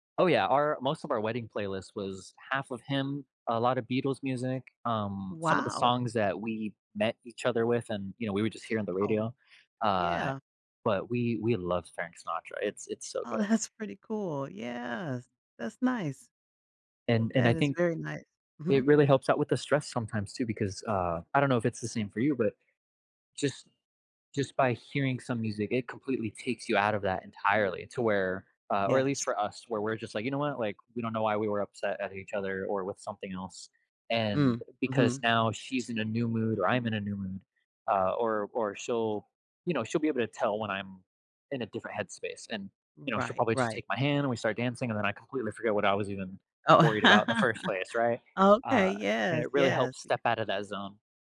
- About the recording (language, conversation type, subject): English, unstructured, How would you like to get better at managing stress?
- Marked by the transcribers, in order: laughing while speaking: "that's"; background speech; other background noise; laugh